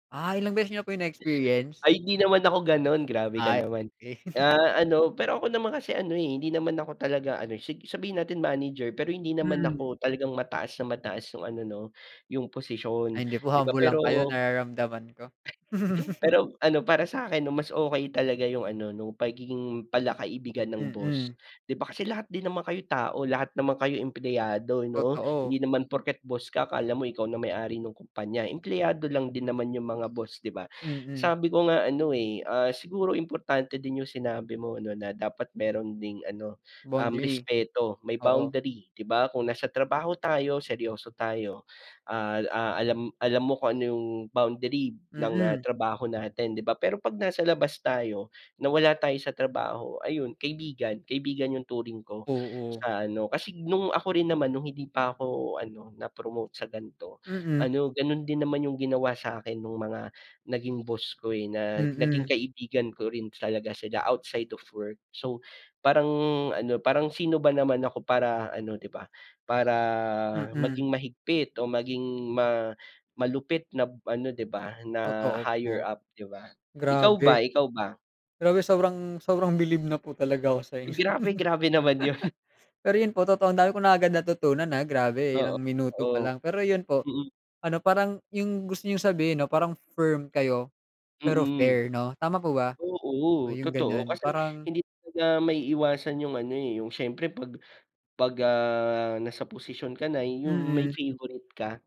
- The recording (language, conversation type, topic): Filipino, unstructured, Ano ang pinakamahalagang katangian ng isang mabuting boss?
- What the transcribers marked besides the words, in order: other background noise; chuckle; chuckle; chuckle